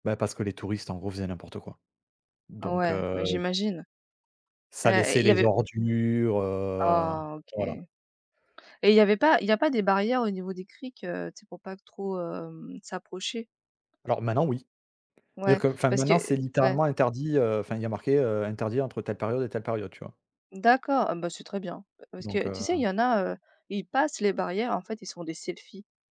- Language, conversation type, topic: French, unstructured, Penses-tu que le tourisme détruit l’environnement local ?
- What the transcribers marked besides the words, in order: none